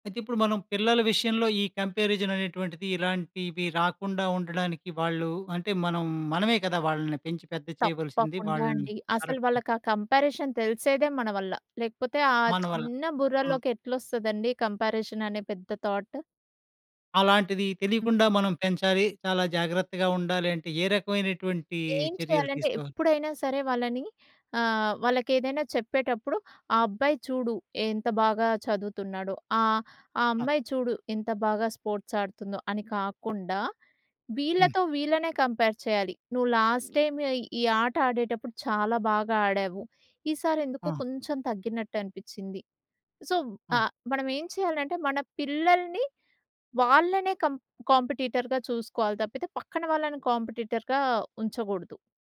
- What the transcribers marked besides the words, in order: in English: "కంపారిజన్"; in English: "కరెక్ట్"; in English: "కంపారిజన్"; in English: "కంపారిజన్"; in English: "థాట్"; other noise; in English: "స్పోర్ట్స్"; in English: "కంపేర్"; in English: "లాస్ట్‌టైమ్"; in English: "సో"; in English: "కం కాంపిటీటర్‌గా"; in English: "కాంపిటీటర్‌గా"
- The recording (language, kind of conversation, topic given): Telugu, podcast, మరొకరితో పోల్చుకోకుండా మీరు ఎలా ఉండగలరు?